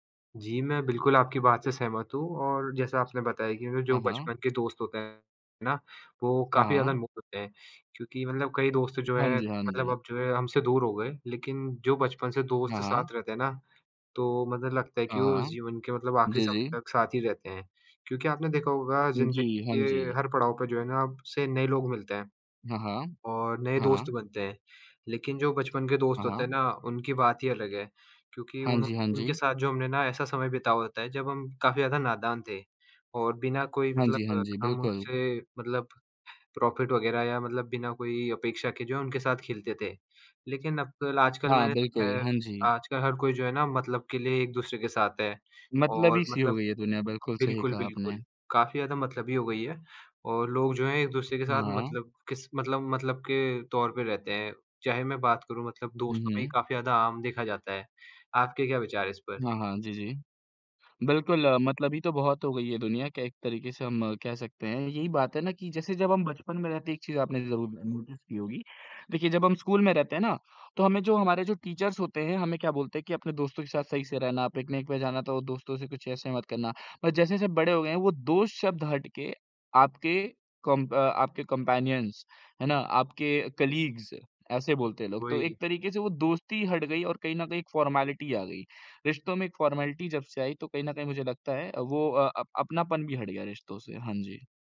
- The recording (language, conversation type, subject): Hindi, unstructured, क्या आप कभी बचपन की उन यादों को फिर से जीना चाहेंगे, और क्यों?
- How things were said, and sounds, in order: tapping; in English: "प्रॉफ़िट"; in English: "नोटिस"; in English: "टीचर्स"; in English: "पिकनिक"; in English: "कम्पैनियन्स"; in English: "कलीग्स"; in English: "फॉर्मेलिटी"; in English: "फॉर्मेलिटी"